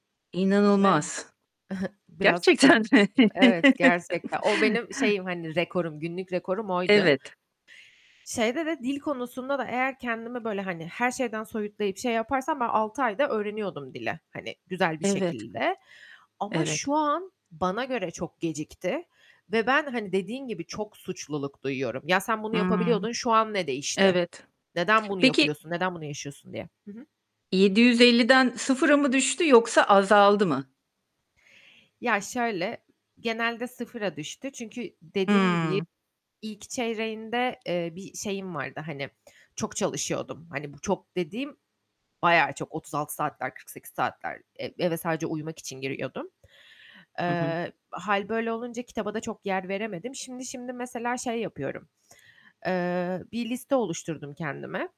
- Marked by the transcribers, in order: other background noise; chuckle; chuckle; static; tapping
- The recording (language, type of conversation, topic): Turkish, advice, Kısa dikkat süreni ve çabuk sıkılmanı nasıl yaşıyorsun?